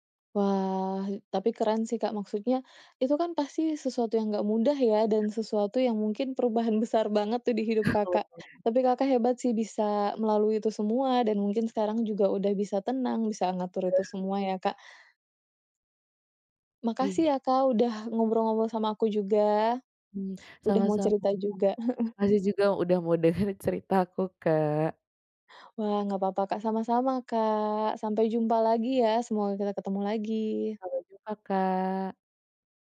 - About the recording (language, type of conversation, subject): Indonesian, podcast, Bagaimana cara kamu menjaga kesehatan mental saat sedang dalam masa pemulihan?
- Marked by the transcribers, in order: other background noise; chuckle; chuckle; unintelligible speech; laughing while speaking: "denger"